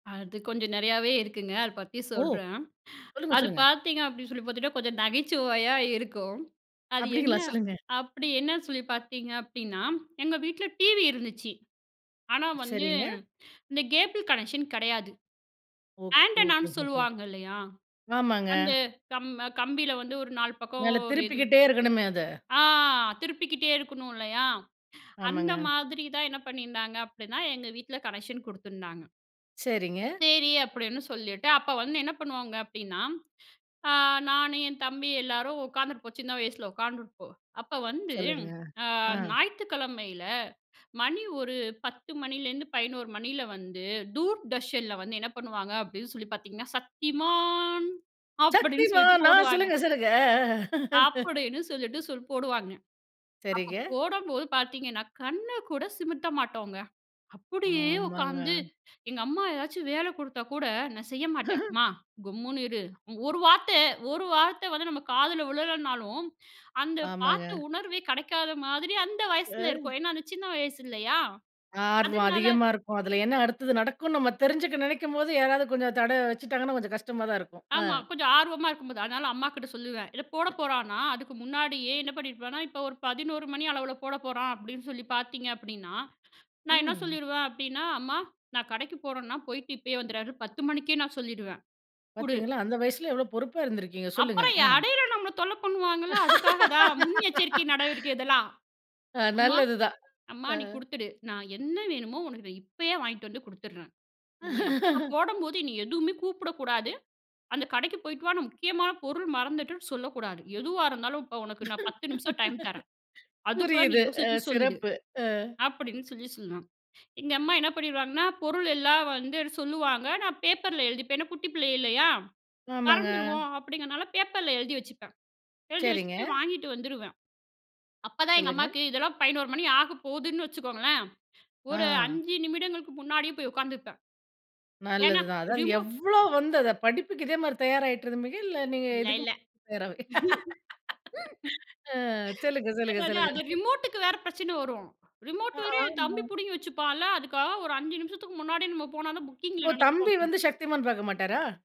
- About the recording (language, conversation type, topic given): Tamil, podcast, உங்கள் குழந்தைப் பருவத்தில் உங்களுக்கு மிகவும் பிடித்த தொலைக்காட்சி நிகழ்ச்சி எது?
- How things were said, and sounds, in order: in English: "கேபிள் கனெக்க்ஷன்"; in English: "ஆன்டனான்னு"; in English: "கனெக்க்ஷன்"; in Hindi: "தூர்தர்ஷன்ல"; singing: "சத்திமான்"; other background noise; chuckle; chuckle; "கம்முன்னு" said as "கும்முனு"; other noise; laugh; chuckle; laugh; "சொல்வேன்" said as "சொல்னா"; laugh; in English: "ரிமோட்டுக்கு"; laugh; in English: "ரிமோட்"; in English: "புக்கிங்கில"